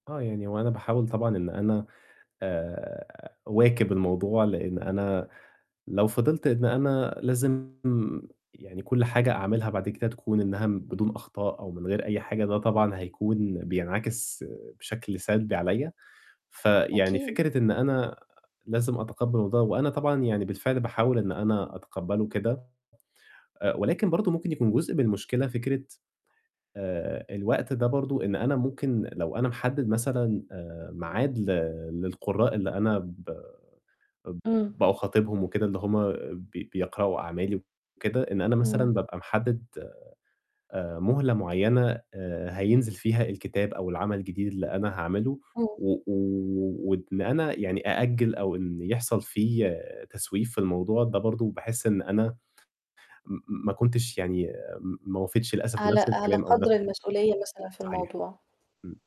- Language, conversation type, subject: Arabic, advice, إزاي كانت تجربتك مع إن أهدافك على المدى الطويل مش واضحة؟
- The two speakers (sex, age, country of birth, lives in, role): female, 35-39, Egypt, Egypt, advisor; male, 20-24, Egypt, Egypt, user
- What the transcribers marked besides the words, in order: distorted speech; tapping; static